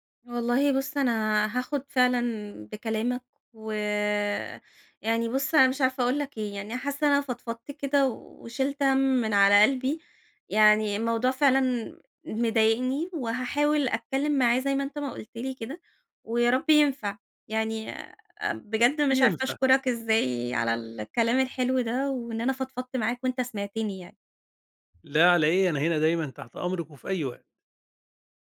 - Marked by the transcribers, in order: none
- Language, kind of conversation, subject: Arabic, advice, إزاي أحط حدود لما يحمّلوني شغل زيادة برا نطاق شغلي؟